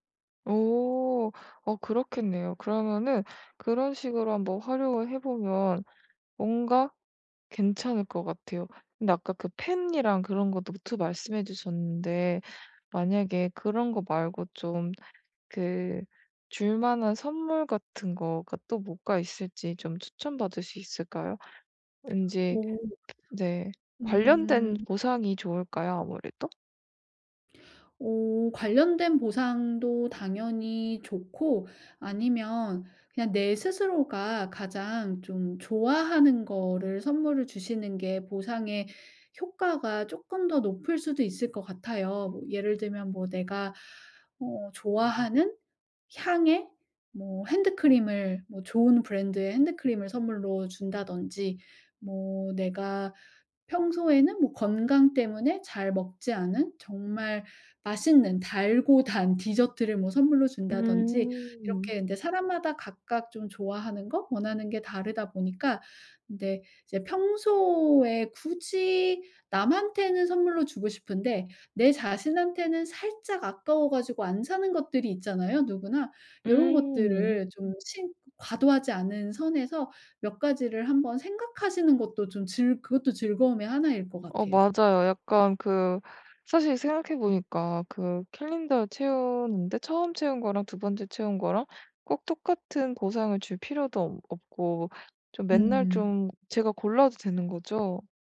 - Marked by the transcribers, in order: other background noise; tapping
- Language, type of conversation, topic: Korean, advice, 습관을 오래 유지하는 데 도움이 되는 나에게 맞는 간단한 보상은 무엇일까요?